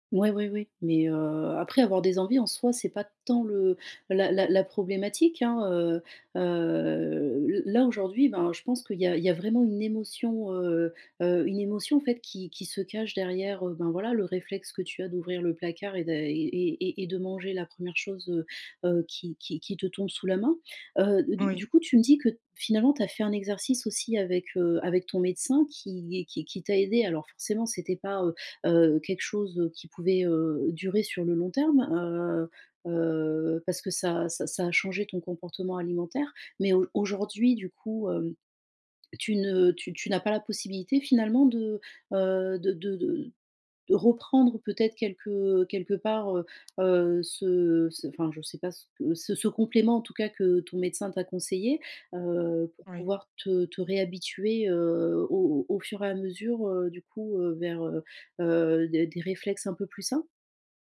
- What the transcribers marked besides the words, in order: tapping
- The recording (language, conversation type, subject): French, advice, Comment reconnaître les signaux de faim et de satiété ?